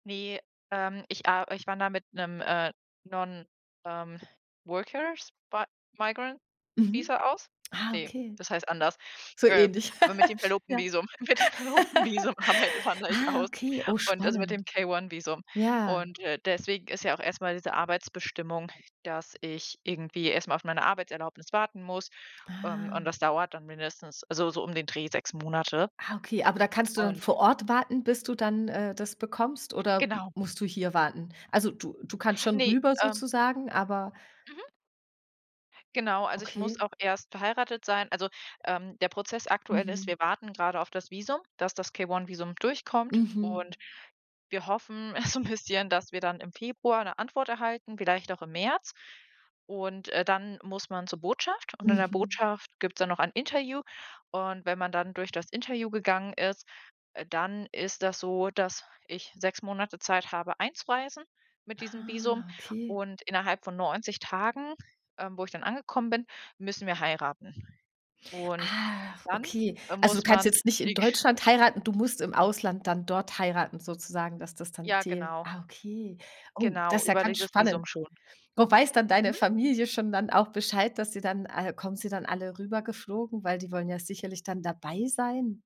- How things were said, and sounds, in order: in English: "non"; in English: "Workers but Migrant Visa"; laughing while speaking: "mit dem Verlobtenvisum arbeite wandere ich aus"; laugh; tapping; other background noise; chuckle; laughing while speaking: "so 'n"; unintelligible speech
- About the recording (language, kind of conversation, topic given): German, podcast, Welche Rolle spielt Arbeit in deinem Leben?